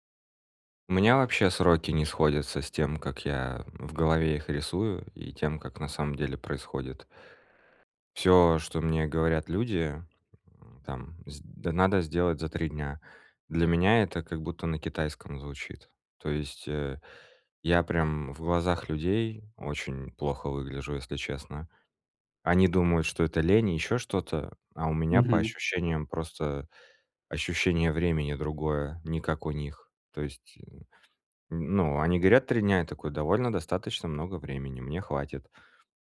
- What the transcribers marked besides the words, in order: none
- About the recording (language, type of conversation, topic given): Russian, advice, Как перестать срывать сроки из-за плохого планирования?